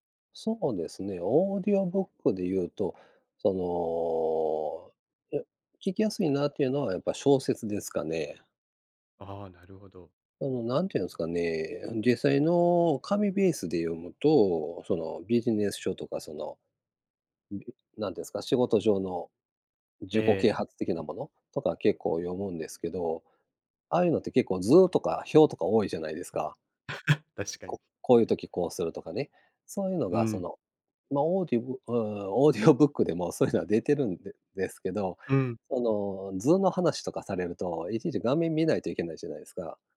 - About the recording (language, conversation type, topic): Japanese, unstructured, 最近ハマっていることはありますか？
- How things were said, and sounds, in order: drawn out: "その"; unintelligible speech; other background noise; chuckle